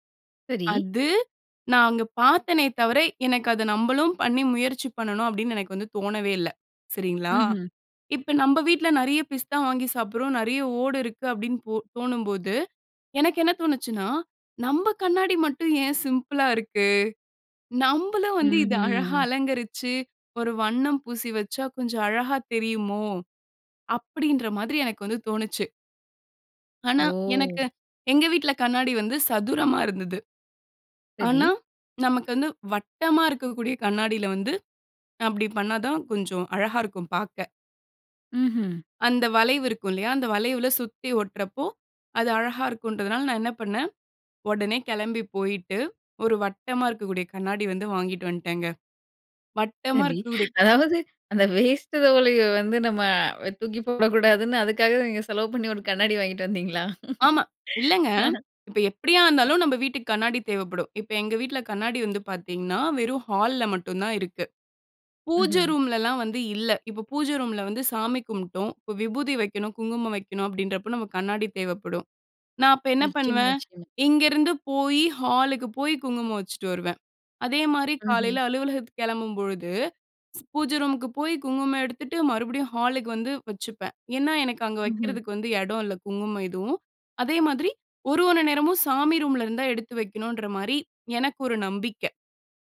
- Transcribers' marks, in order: surprised: "நம்ப கண்ணாடி மட்டும் ஏன் சிம்பிளா … கொஞ்சம் அழகாக தெரியுமோ"; drawn out: "ம்ஹ்ம்"; surprised: "ஓ!"; other background noise; laughing while speaking: "அதாவது அந்த வேஸ்ட் துவலைய வந்து … கண்ணாடி வாங்கிட்டு வந்தீங்களா?"; "ஒரு" said as "ஒன்ன"
- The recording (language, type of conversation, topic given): Tamil, podcast, ஒரு புதிய யோசனை மனதில் தோன்றினால் முதலில் நீங்கள் என்ன செய்வீர்கள்?